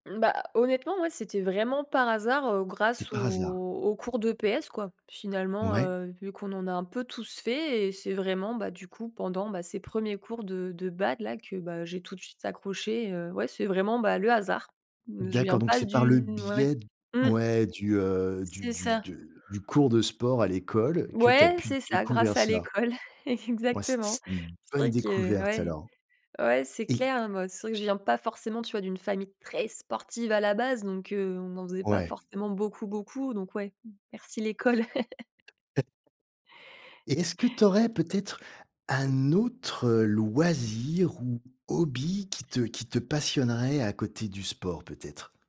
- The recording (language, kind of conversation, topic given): French, podcast, Peux-tu me parler d’un loisir qui te passionne et m’expliquer comment tu as commencé ?
- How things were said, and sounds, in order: stressed: "bonne"; stressed: "très"; laugh; tapping